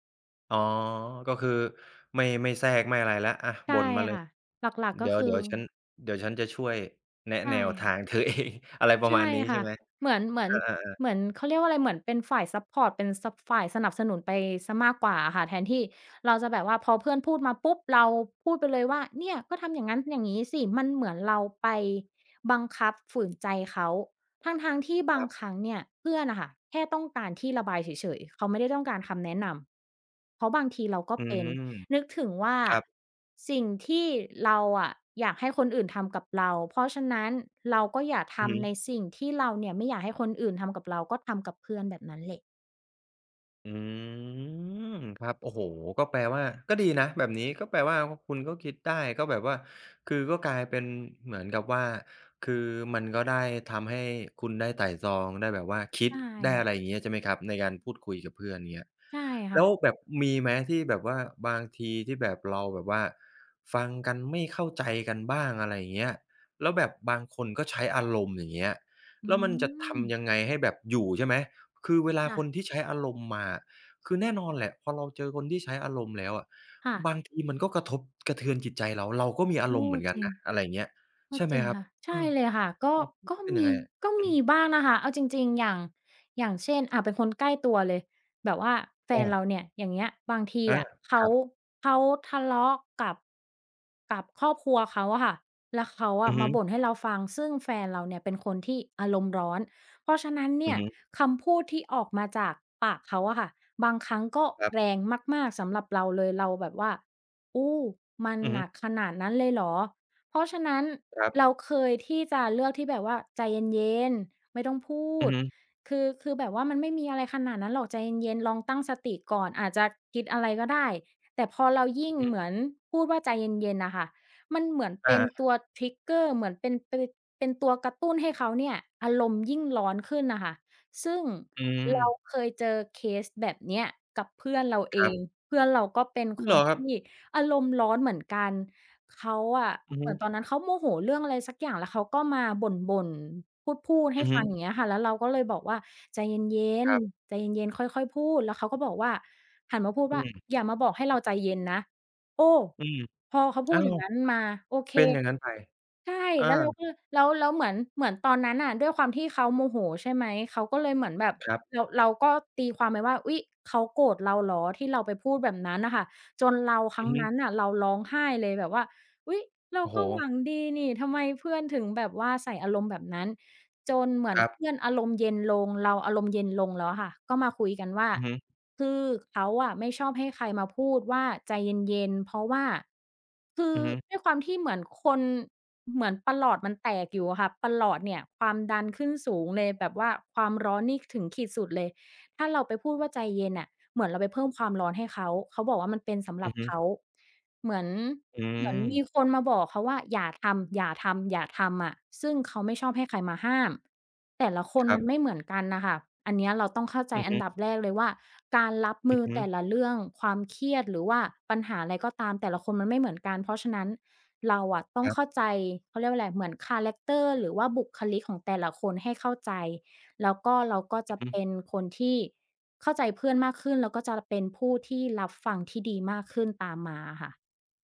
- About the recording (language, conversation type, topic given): Thai, podcast, ทำอย่างไรจะเป็นเพื่อนที่รับฟังได้ดีขึ้น?
- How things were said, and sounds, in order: laughing while speaking: "เธอเอง"; drawn out: "อืม"; in English: "trigger"; tapping